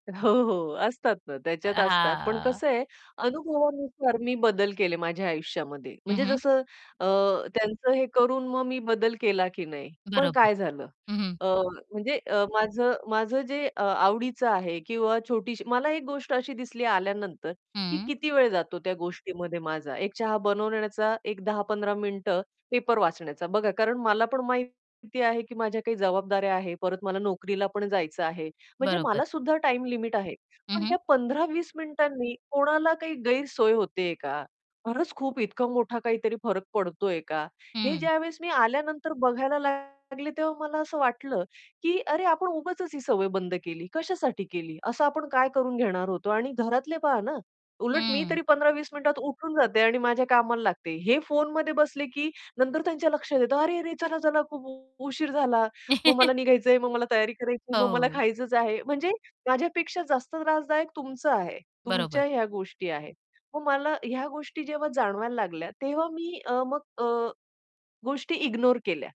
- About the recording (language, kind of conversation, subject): Marathi, podcast, सकाळचा चहा आणि वाचन तुम्हाला का महत्त्वाचं वाटतं?
- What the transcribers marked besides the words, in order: laughing while speaking: "अ, हो, हो, असतात ना, त्याच्यात असतात"; distorted speech; other background noise; chuckle